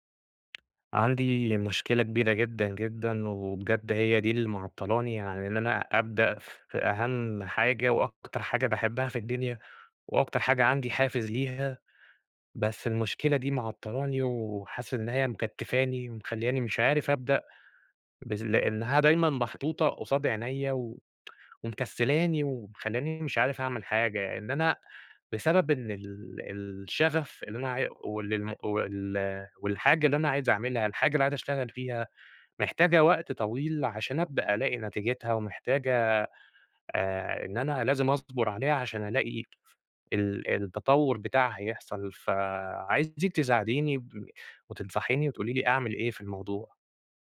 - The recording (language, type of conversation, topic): Arabic, advice, إزاي أتعامل مع فقدان الدافع إني أكمل مشروع طويل المدى؟
- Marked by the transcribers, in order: tapping; tsk; other background noise